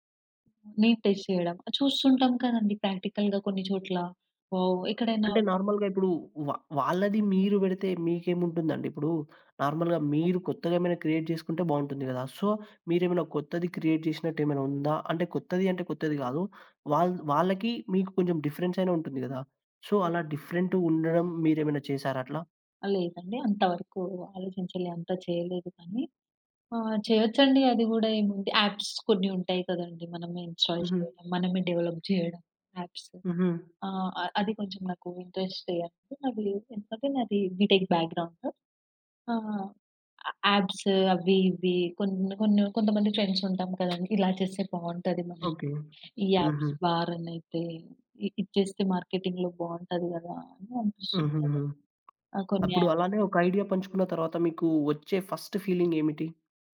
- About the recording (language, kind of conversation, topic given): Telugu, podcast, మీరు మీ సృజనాత్మక గుర్తింపును ఎక్కువగా ఎవరితో పంచుకుంటారు?
- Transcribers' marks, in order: other background noise; in English: "టెస్ట్"; in English: "ప్రాక్టికల్‌గా"; in English: "వావ్!"; tapping; in English: "నార్మల్‌గా"; in English: "నార్మల్‌గా"; in English: "క్రియేట్"; in English: "సో"; in English: "క్రియేట్"; in English: "సో"; in English: "యాప్స్"; in English: "ఇన్‌స్టాల్"; in English: "డెవలప్"; in English: "బిటెక్"; in English: "ఫ్రెండ్స్"; in English: "యాప్స్"; in English: "మార్కెటింగ్‌లో"; in English: "యాప్స్"; in English: "ఫస్ట్ ఫీలింగ్"